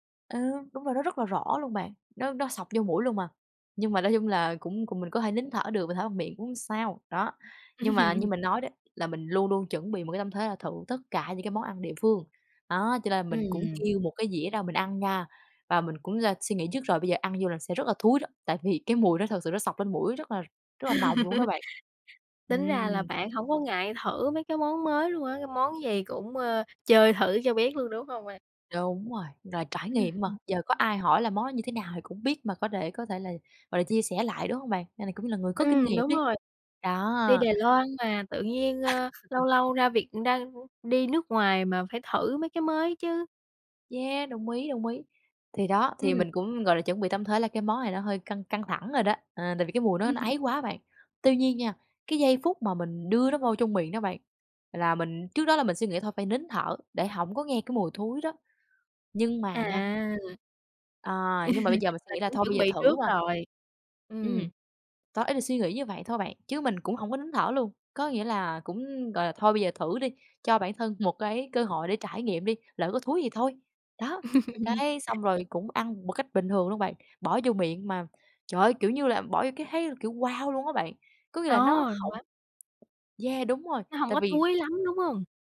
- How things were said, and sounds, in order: tapping; laugh; laugh; other background noise; chuckle; laugh; laugh; laugh; laugh
- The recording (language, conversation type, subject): Vietnamese, podcast, Bạn thay đổi thói quen ăn uống thế nào khi đi xa?